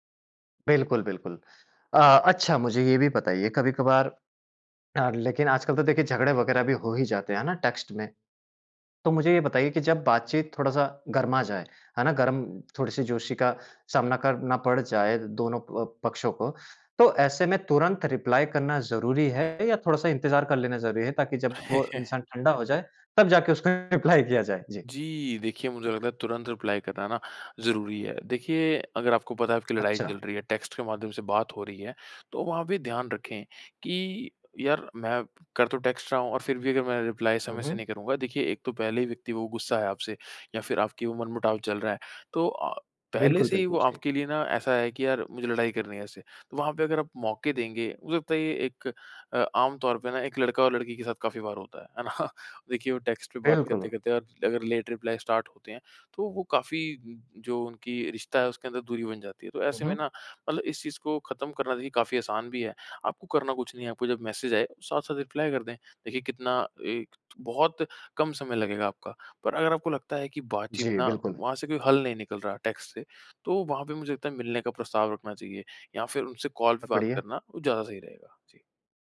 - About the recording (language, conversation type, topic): Hindi, podcast, टेक्स्ट संदेशों में गलतफहमियाँ कैसे कम की जा सकती हैं?
- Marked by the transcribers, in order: in English: "टेक्स्ट"; in English: "रिप्लाई"; chuckle; in English: "रिप्लाई"; in English: "रिप्लाई"; in English: "टेक्स्ट"; in English: "टेक्स्ट"; in English: "रिप्लाई"; laughing while speaking: "है ना?"; in English: "टेक्स्ट"; in English: "लेट रिप्लाई स्टार्ट"; in English: "मैसेज"; in English: "रिप्लाई"; unintelligible speech; in English: "टेक्स्ट"; in English: "कॉल"